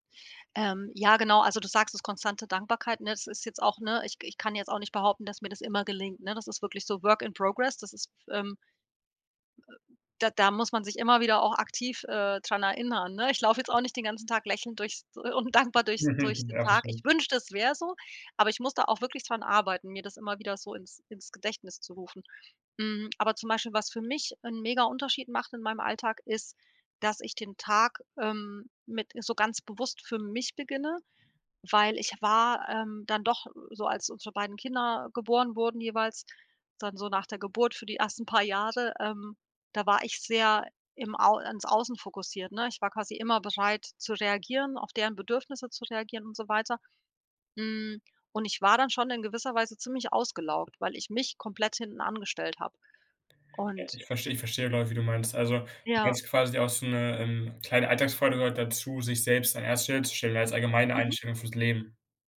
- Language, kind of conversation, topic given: German, podcast, Welche kleinen Alltagsfreuden gehören bei dir dazu?
- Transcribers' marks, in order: in English: "Work in Progress"; other background noise; chuckle; laughing while speaking: "und dankbar durch"; stressed: "mich"